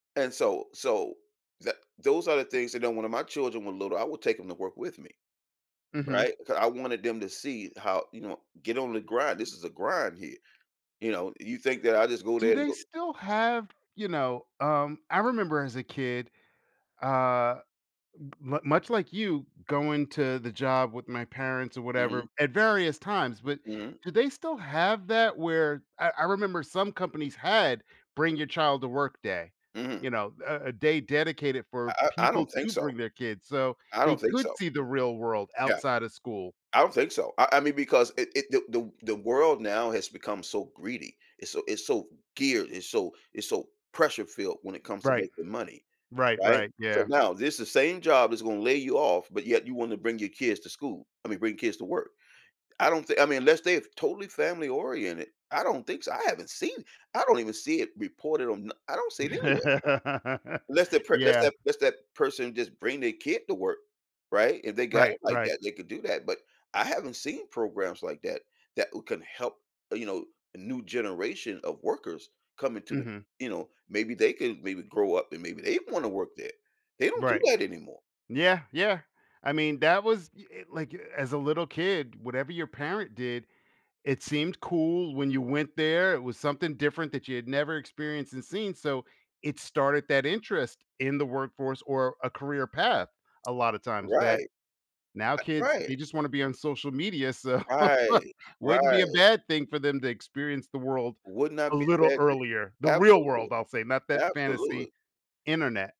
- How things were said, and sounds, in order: laugh; tapping; laughing while speaking: "so"; other background noise; stressed: "real"
- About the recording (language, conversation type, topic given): English, podcast, What helps someone succeed and feel comfortable when starting a new job?